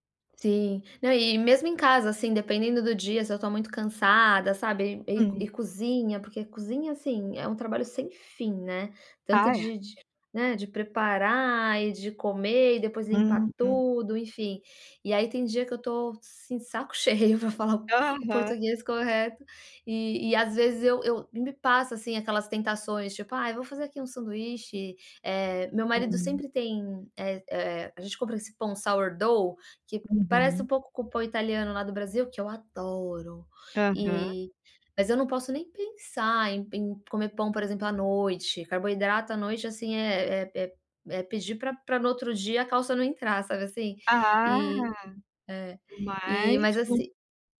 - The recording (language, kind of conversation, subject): Portuguese, advice, Como posso equilibrar indulgências com minhas metas nutricionais ao comer fora?
- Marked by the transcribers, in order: other background noise; laughing while speaking: "cheio pra falar o o português correto"; tapping; in English: "sourdough"